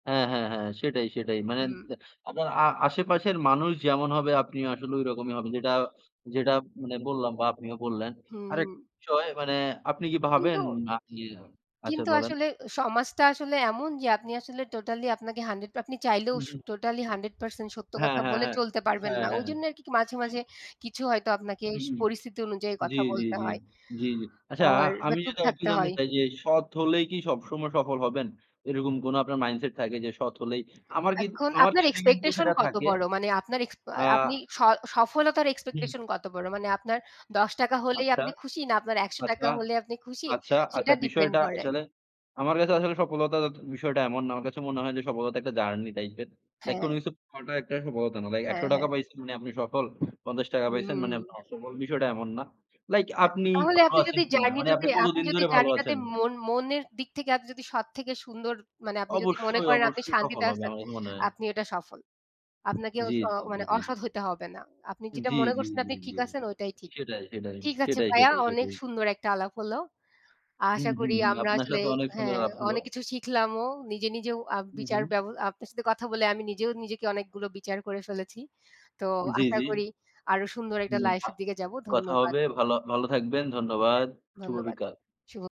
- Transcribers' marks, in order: other noise; blowing
- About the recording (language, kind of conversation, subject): Bengali, unstructured, তোমার মতে, সবসময় সত্য বলা কি উচিত, নাকি অন্যের অনুভূতি ও ন্যায্যতাকেও সমান গুরুত্ব দেওয়া দরকার?